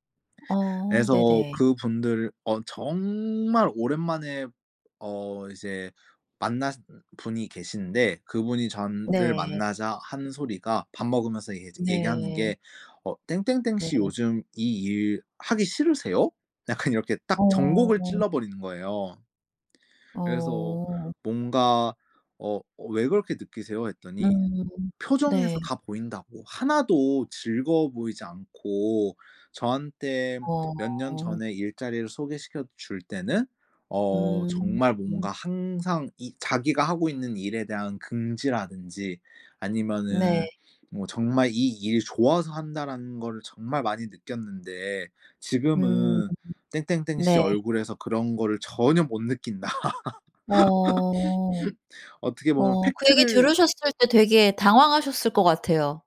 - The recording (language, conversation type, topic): Korean, podcast, 번아웃을 겪은 뒤 업무에 복귀할 때 도움이 되는 팁이 있을까요?
- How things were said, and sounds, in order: background speech; laughing while speaking: "약간 이렇게"; other background noise; laughing while speaking: "느낀다"; laugh